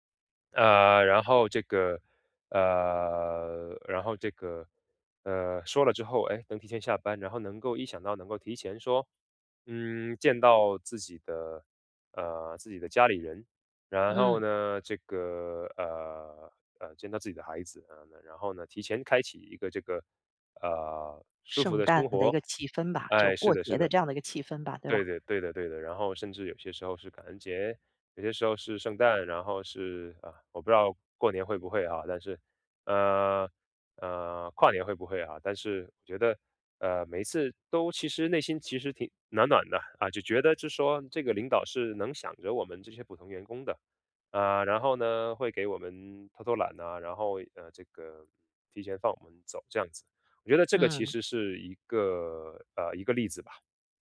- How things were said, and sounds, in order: none
- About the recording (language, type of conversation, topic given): Chinese, podcast, 能聊聊你日常里的小确幸吗？